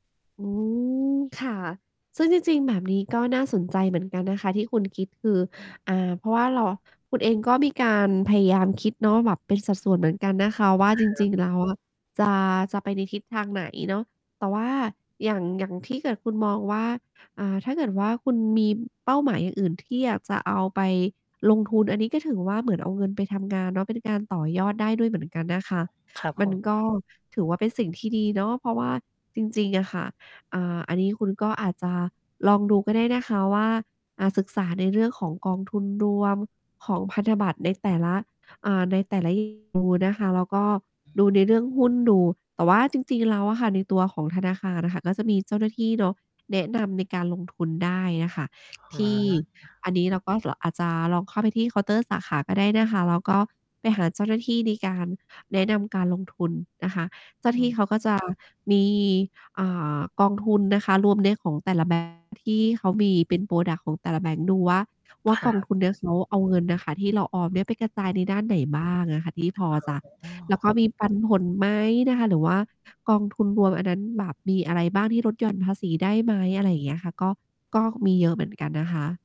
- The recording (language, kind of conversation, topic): Thai, advice, คุณเริ่มวางแผนออมเงินครั้งแรกอย่างไร?
- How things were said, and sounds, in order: drawn out: "อืม"; mechanical hum; tapping; static; distorted speech; other background noise; in English: "พรอดักต์"; unintelligible speech